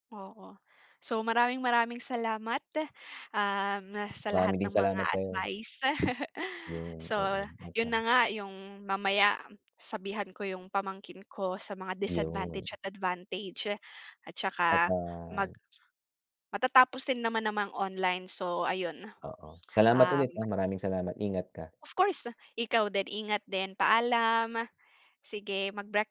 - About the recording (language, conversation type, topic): Filipino, unstructured, Paano mo mailalarawan ang karanasan mo sa online na klase, at ano ang pananaw mo sa paggamit ng telepono sa klase?
- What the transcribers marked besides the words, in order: other background noise; laugh